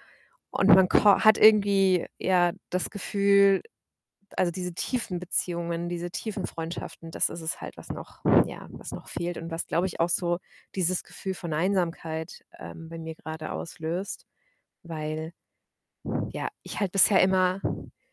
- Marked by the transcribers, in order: static
- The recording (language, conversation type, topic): German, advice, Wie kann ich lernen, allein zu sein, ohne mich einsam zu fühlen?